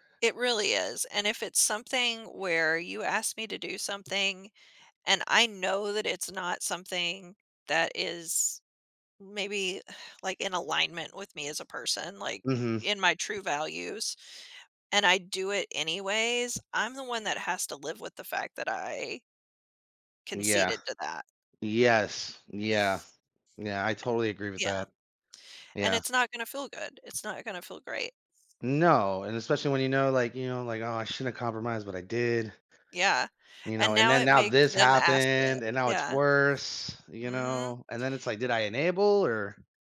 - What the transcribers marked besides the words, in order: tapping; exhale; other background noise
- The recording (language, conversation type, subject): English, unstructured, How do you know when it’s time to compromise?